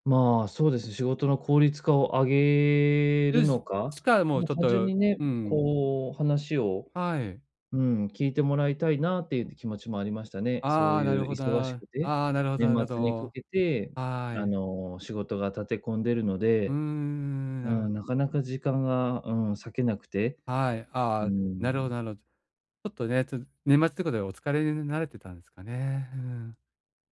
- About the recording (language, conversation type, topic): Japanese, advice, どうして趣味に時間を作れないと感じるのですか？
- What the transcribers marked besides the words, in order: none